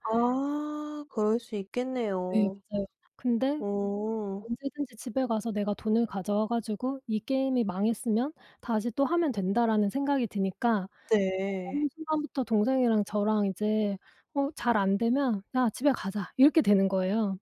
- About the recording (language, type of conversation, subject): Korean, podcast, 옛날 놀이터나 오락실에 대한 기억이 있나요?
- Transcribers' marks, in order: other background noise